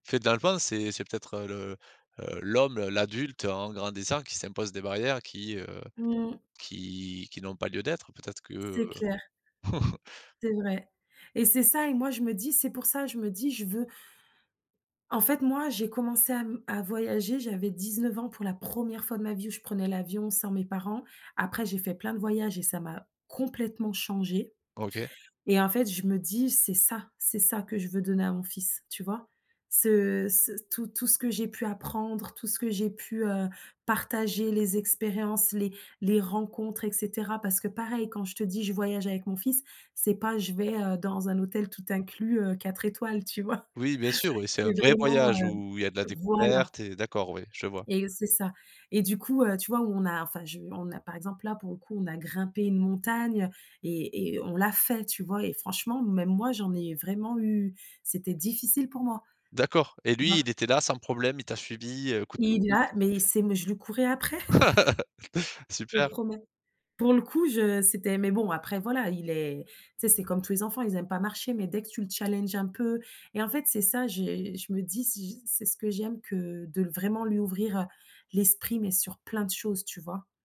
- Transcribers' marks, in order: other background noise; chuckle; stressed: "première"; chuckle; laugh; chuckle
- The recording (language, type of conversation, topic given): French, podcast, Comment aider un enfant à gagner en autonomie et à devenir plus indépendant ?